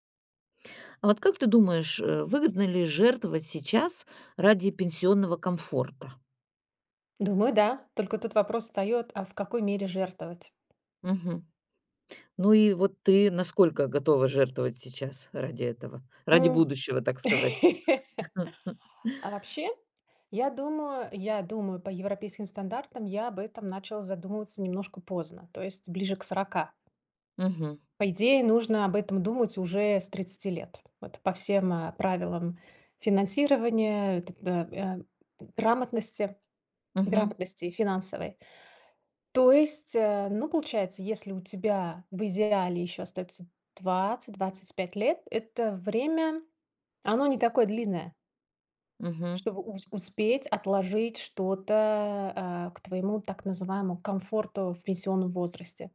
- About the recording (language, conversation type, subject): Russian, podcast, Стоит ли сейчас ограничивать себя ради более комфортной пенсии?
- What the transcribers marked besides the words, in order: tapping; laugh; laugh